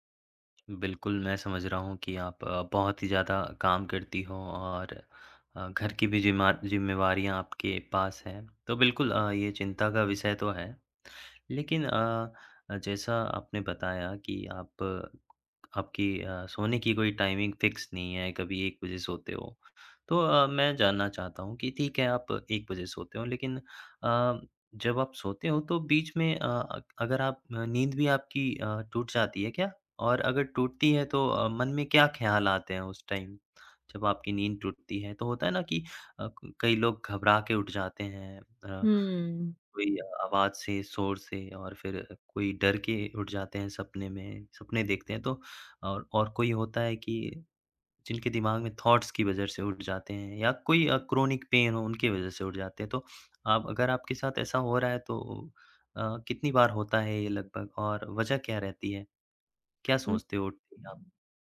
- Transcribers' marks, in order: tapping; other background noise; in English: "टाइमिंग फ़िक्स"; in English: "टाइम"; in English: "थॉट्स"; in English: "क्रॉनिक पैन"
- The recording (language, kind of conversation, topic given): Hindi, advice, दिन में बहुत ज़्यादा झपकी आने और रात में नींद न आने की समस्या क्यों होती है?